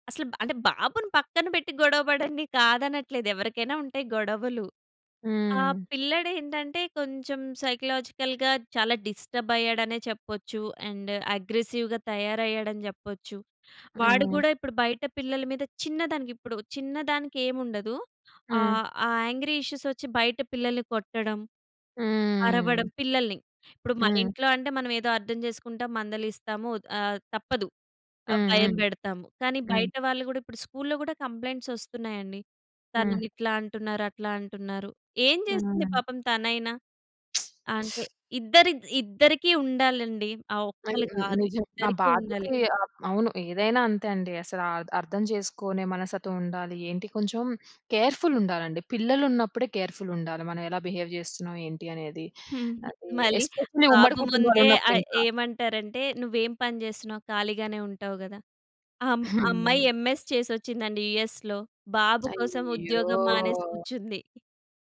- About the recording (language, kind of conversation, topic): Telugu, podcast, పిల్లల ముందు వాదనలు చేయడం మంచిదా చెడ్డదా?
- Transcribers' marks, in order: other background noise; in English: "సైకలాజికల్‌గా"; in English: "అండ్ అగ్రెసివ్‌గా"; in English: "యాంగ్రీ"; in English: "స్కూల్‌లో"; lip smack; in English: "కేర్‌ఫుల్"; in English: "కేర్‌ఫుల్"; in English: "బిహేవ్"; in English: "ఎస్పెషల్లీ"; in English: "ఎంఎస్"; tapping; in English: "యూఎస్‌లో"; drawn out: "అయ్యో!"